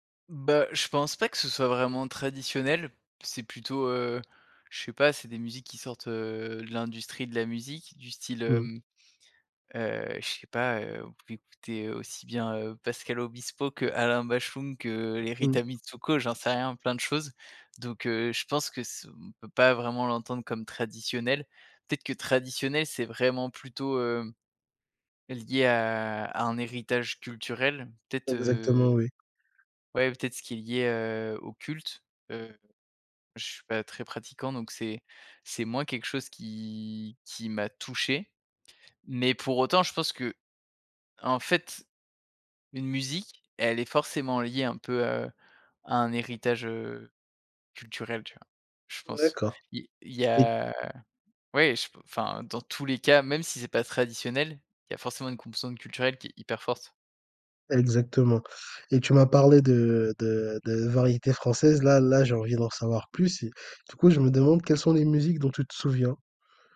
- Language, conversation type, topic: French, podcast, Comment ta culture a-t-elle influencé tes goûts musicaux ?
- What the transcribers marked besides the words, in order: other background noise; drawn out: "qui"